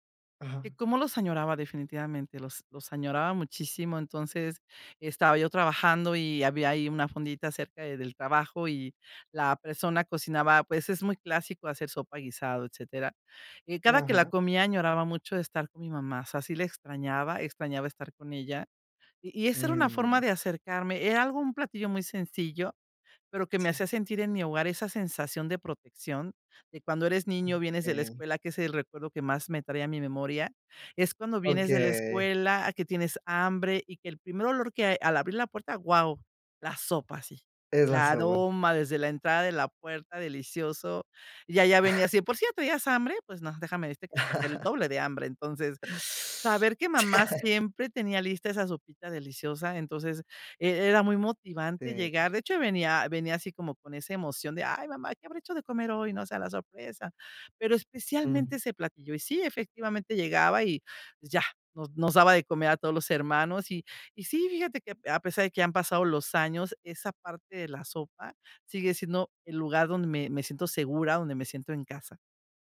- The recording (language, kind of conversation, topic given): Spanish, podcast, ¿Qué comidas te hacen sentir en casa?
- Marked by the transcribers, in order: chuckle; chuckle; chuckle